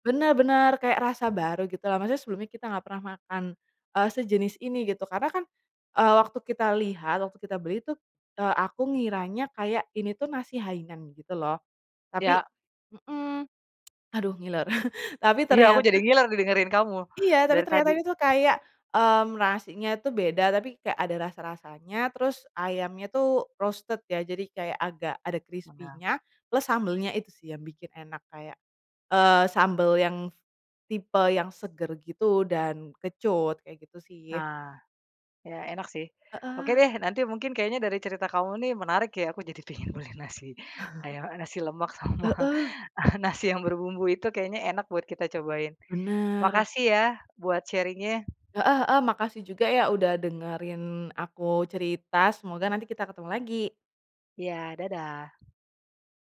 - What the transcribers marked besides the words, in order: other background noise; chuckle; in English: "roasted"; chuckle; laughing while speaking: "sama nasi"; in English: "sharing-nya"
- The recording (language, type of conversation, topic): Indonesian, podcast, Apa pengalaman makan atau kuliner yang paling berkesan?